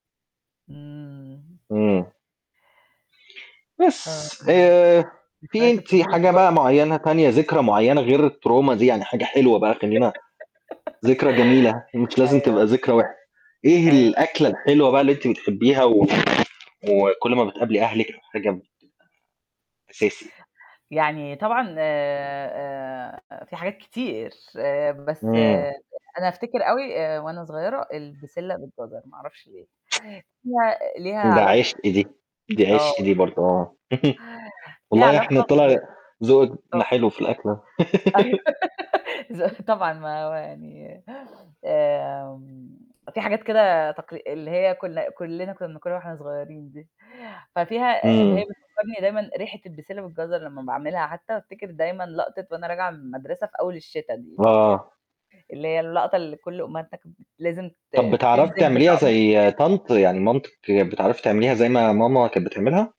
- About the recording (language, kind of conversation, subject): Arabic, unstructured, إيه أحلى ذكرى عندك مرتبطة بأكلة معيّنة؟
- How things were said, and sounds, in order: distorted speech; in English: "الTrauma"; laugh; other background noise; other noise; chuckle; laugh; static; unintelligible speech